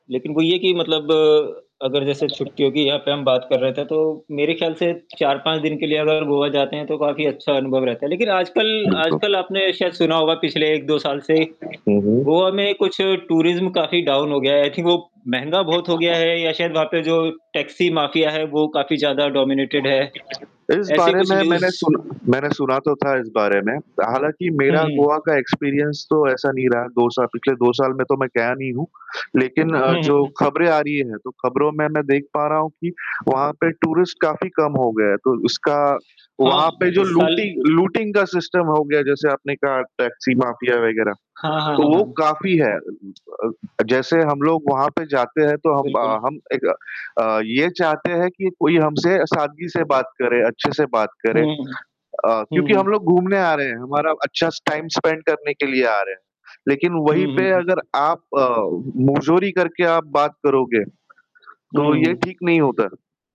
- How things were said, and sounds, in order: static; other background noise; in English: "टूरिज़्म"; in English: "डाउन"; in English: "आई थिंक"; in English: "डॉमिनेटेड"; distorted speech; in English: "न्यूज़"; in English: "एक्सपीरियंस"; in English: "टूरिस्ट"; in English: "लूटि लूटिंग"; in English: "सिस्टम"; in English: "टाइम स्पेंड"
- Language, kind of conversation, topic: Hindi, unstructured, गर्मी की छुट्टियाँ बिताने के लिए आप पहाड़ों को पसंद करते हैं या समुद्र तट को?